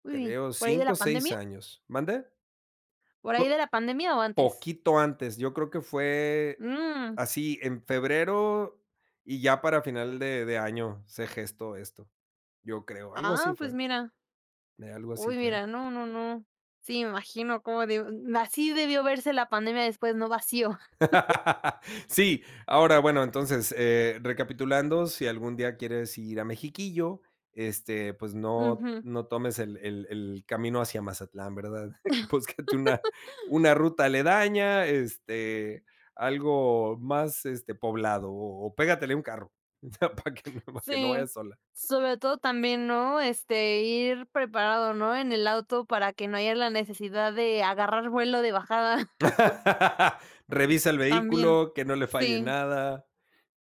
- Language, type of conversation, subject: Spanish, podcast, ¿Recuerdas algún viaje que dio un giro inesperado?
- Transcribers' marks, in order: unintelligible speech; laugh; chuckle; laughing while speaking: "Búscate"; chuckle; laughing while speaking: "o sea, pa que no"; chuckle